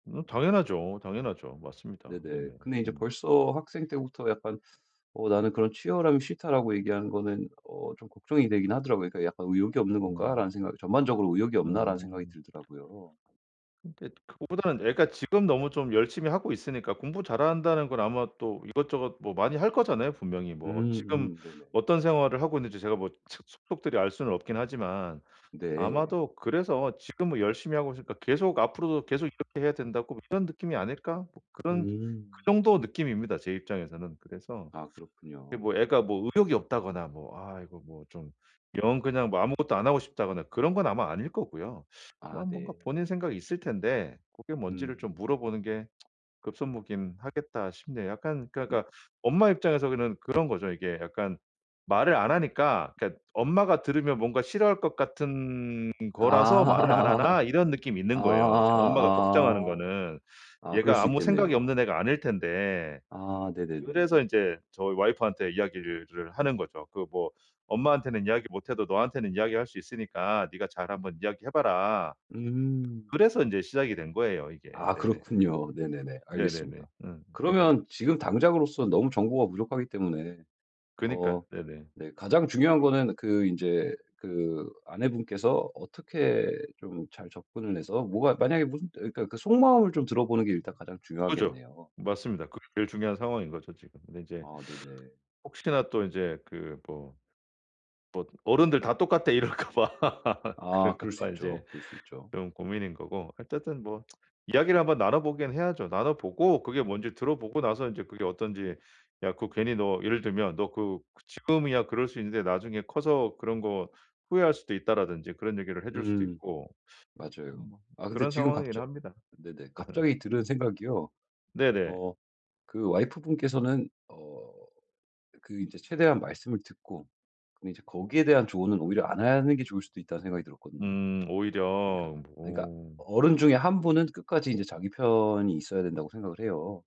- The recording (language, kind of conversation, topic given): Korean, advice, 어떤 전공이나 진로를 선택하면 미래에 후회가 적을까요?
- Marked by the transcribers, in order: tapping; other noise; other background noise; laugh; laugh; laughing while speaking: "이럴까 봐"; tsk; laugh